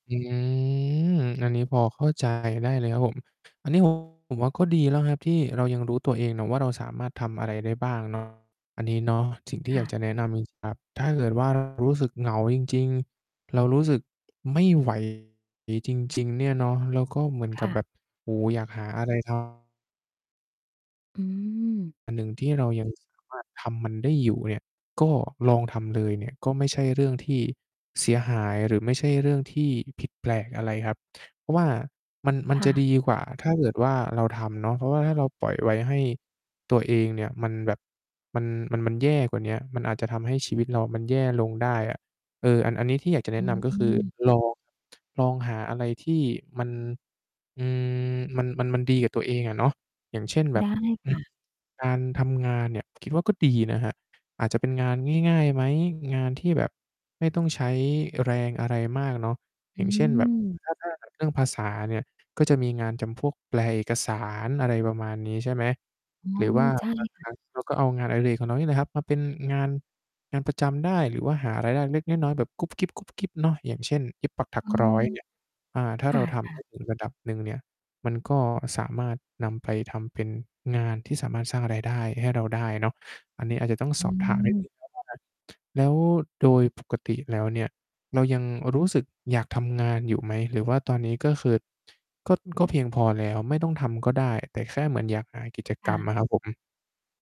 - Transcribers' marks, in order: distorted speech; tapping; other background noise; static; unintelligible speech
- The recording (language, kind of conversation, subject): Thai, advice, คุณกำลังปรับตัวกับวัยเกษียณและเวลาว่างที่เพิ่มขึ้นอย่างไรบ้าง?